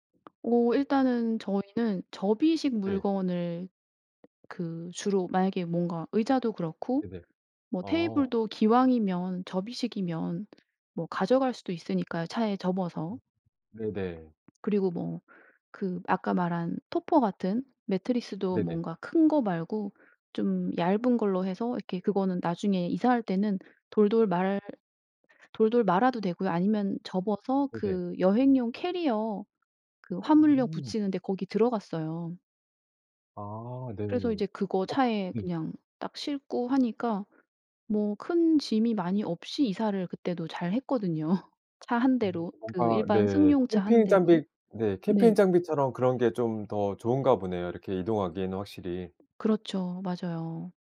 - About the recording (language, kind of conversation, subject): Korean, podcast, 작은 집에서도 더 편하게 생활할 수 있는 팁이 있나요?
- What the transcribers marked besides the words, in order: tapping; other background noise; laugh